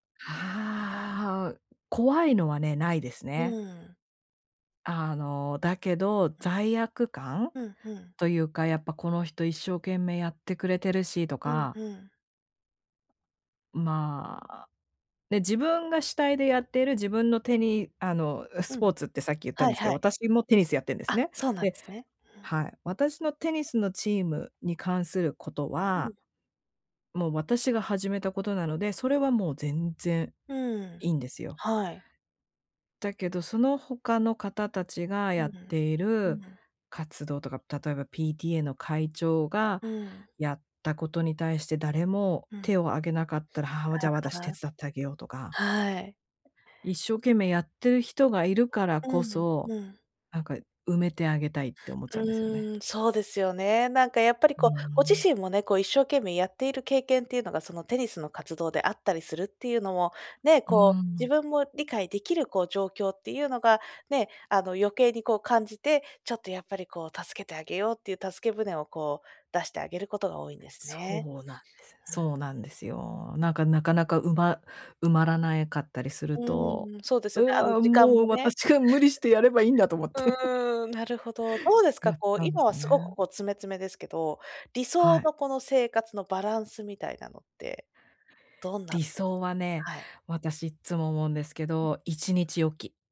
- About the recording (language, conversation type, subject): Japanese, advice, 人間関係の期待に応えつつ、自分の時間をどう確保すればよいですか？
- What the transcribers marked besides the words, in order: drawn out: "ああ"; tapping; other noise; laughing while speaking: "と思って"; chuckle